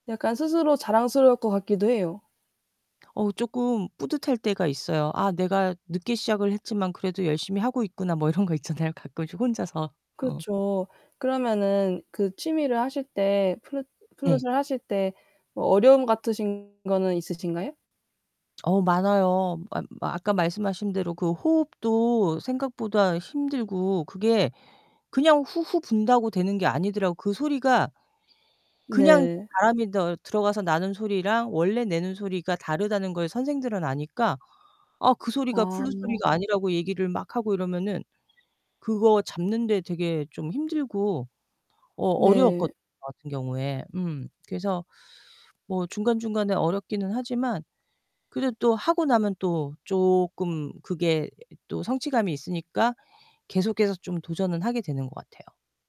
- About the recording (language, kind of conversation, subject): Korean, unstructured, 취미를 시작하게 된 계기는 무엇인가요?
- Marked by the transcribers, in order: laughing while speaking: "뭐 이런 거 있잖아요"; other background noise; distorted speech